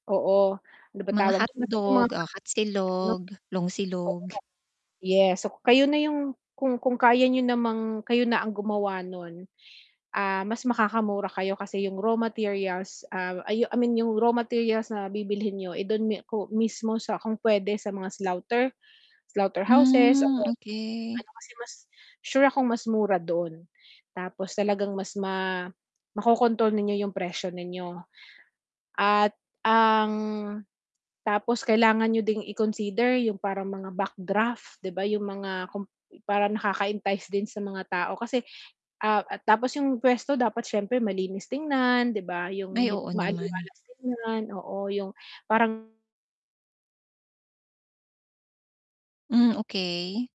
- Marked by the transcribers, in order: static; distorted speech; unintelligible speech; tapping; drawn out: "ang"
- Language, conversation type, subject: Filipino, advice, Paano ako magsisimula ng proyekto kung natatakot akong mabigo?